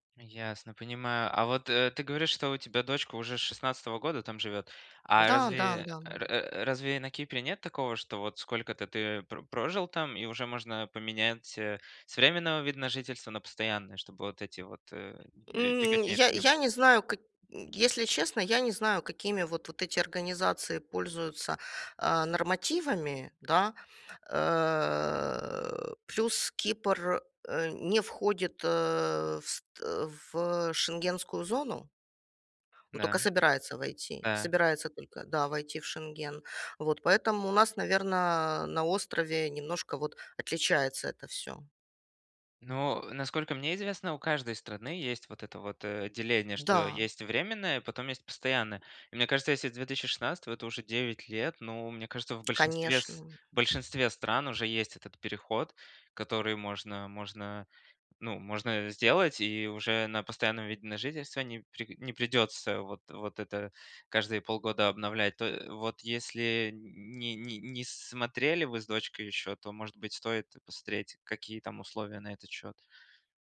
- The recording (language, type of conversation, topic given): Russian, advice, С чего начать, чтобы разобраться с местными бюрократическими процедурами при переезде, и какие документы для этого нужны?
- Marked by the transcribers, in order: tapping